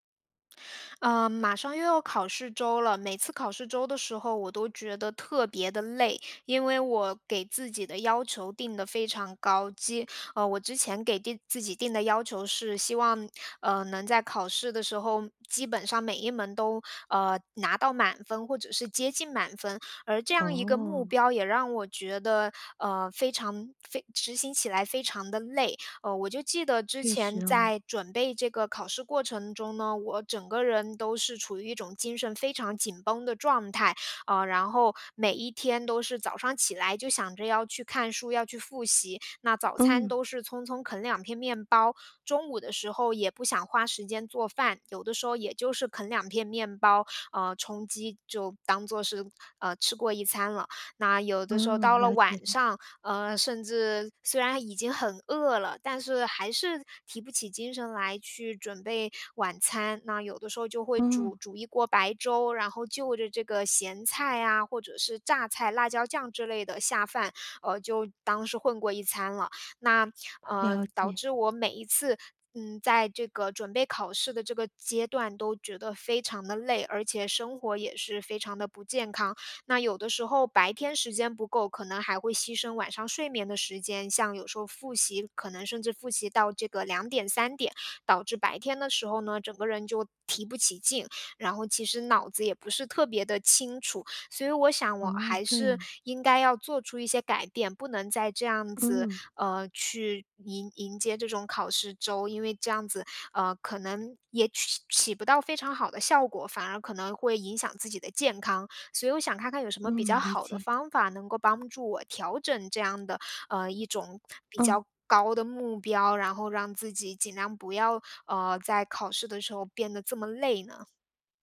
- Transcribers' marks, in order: other background noise
- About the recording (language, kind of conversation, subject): Chinese, advice, 我对自己要求太高，怎样才能不那么累？